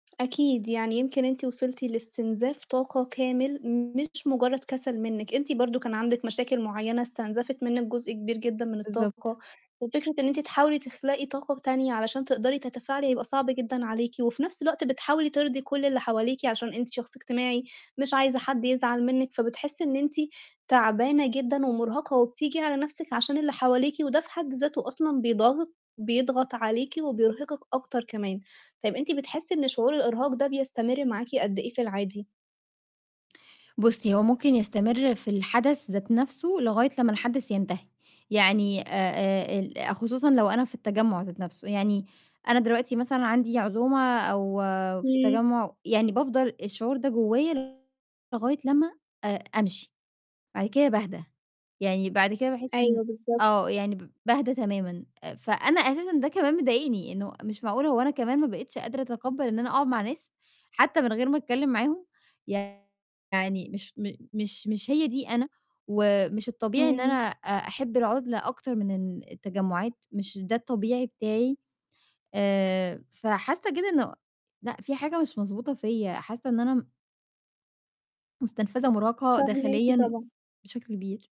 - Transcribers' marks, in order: distorted speech; mechanical hum; static
- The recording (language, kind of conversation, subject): Arabic, advice, إزاي أتعامل مع إحساس الإرهاق في التجمعات الاجتماعية؟